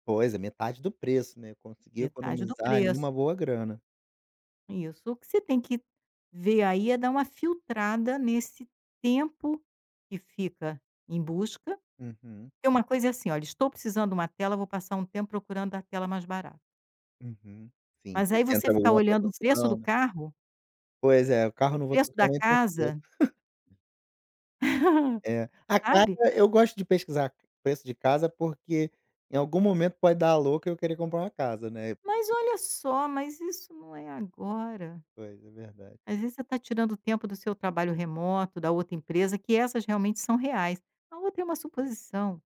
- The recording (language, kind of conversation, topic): Portuguese, advice, Como posso lidar com compras impulsivas e o arrependimento financeiro?
- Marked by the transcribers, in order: chuckle; tapping